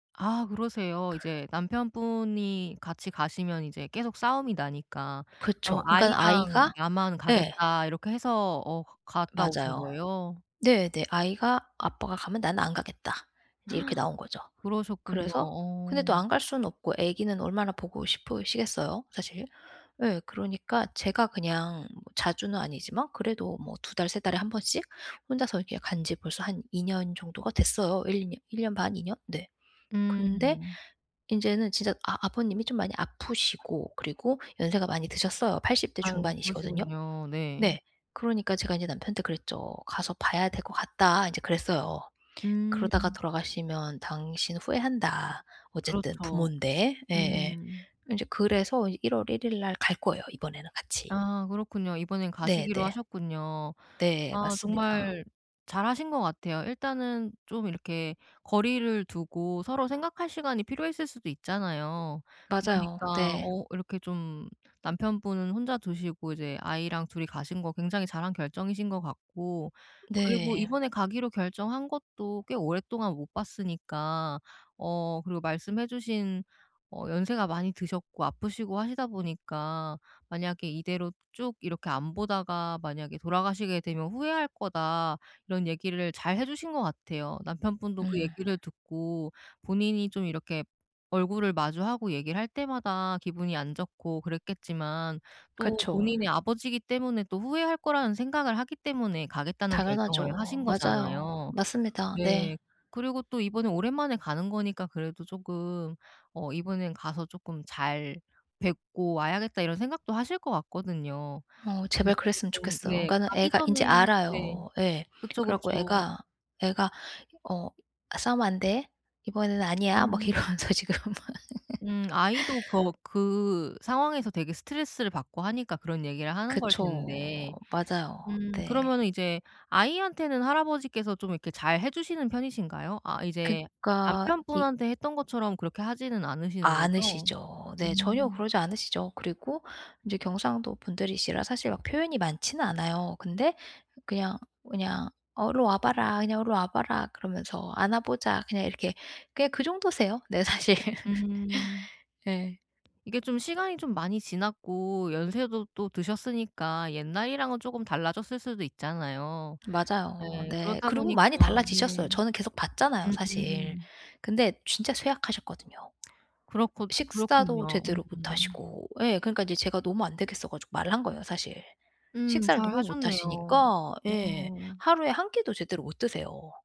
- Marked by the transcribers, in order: other background noise; gasp; laughing while speaking: "막 이러면서 지금 막"; laugh; put-on voice: "일로 와 봐라. 그냥 일로 와 봐라"; put-on voice: "안아보자"; laughing while speaking: "사실"; laugh
- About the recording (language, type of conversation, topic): Korean, advice, 가족 모임에서 감정이 격해질 때 어떻게 평정을 유지할 수 있을까요?